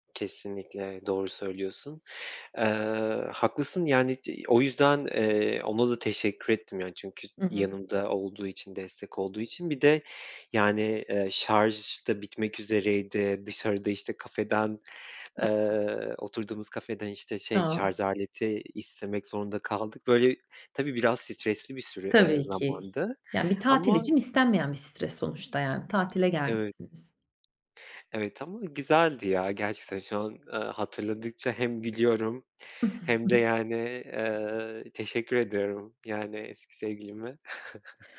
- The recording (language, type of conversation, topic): Turkish, podcast, Yolculukta öğrendiğin en önemli ders neydi?
- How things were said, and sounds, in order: "şarj" said as "şarz"; other background noise; tapping; chuckle; chuckle